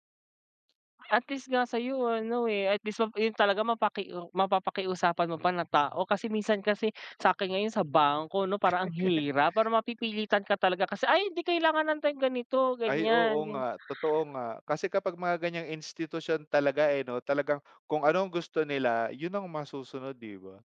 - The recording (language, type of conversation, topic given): Filipino, unstructured, Ano ang pumapasok sa isip mo kapag may utang kang kailangan nang bayaran?
- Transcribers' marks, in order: laugh